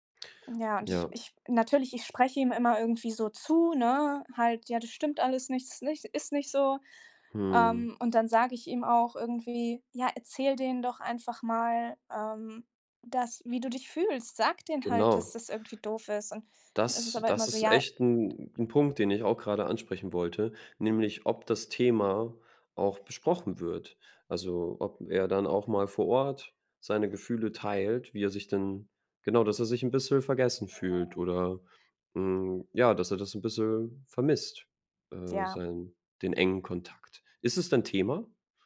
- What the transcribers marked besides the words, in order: other background noise
- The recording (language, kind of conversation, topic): German, advice, Wie lassen sich Eifersuchtsgefühle und Loyalitätskonflikte in einer Patchworkfamilie beschreiben?